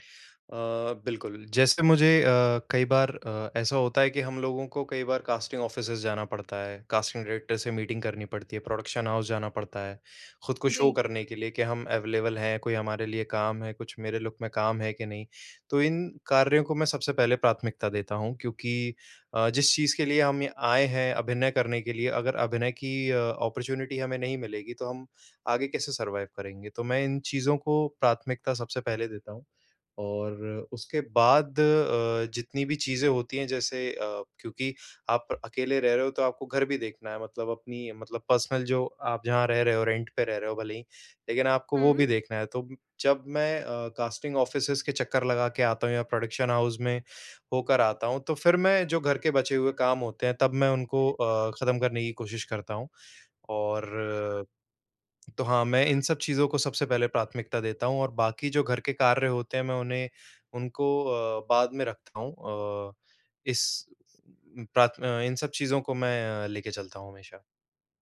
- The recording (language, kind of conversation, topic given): Hindi, advice, कई कार्यों के बीच प्राथमिकताओं का टकराव होने पर समय ब्लॉक कैसे बनाऊँ?
- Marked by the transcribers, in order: in English: "कास्टिंग ऑफ़िसेज़"; in English: "कास्टिंग डायरेक्टर"; in English: "मीटिंग"; in English: "प्रोडक्शन हाउस"; in English: "शो"; in English: "अवेलेबल"; in English: "लुक"; in English: "ऑपर्च्युनिटी"; in English: "सरवाइव"; in English: "पर्सनल"; in English: "रेंट"; in English: "कास्टिंग ऑफ़िसेज़"; in English: "प्रोडक्शन हाउस"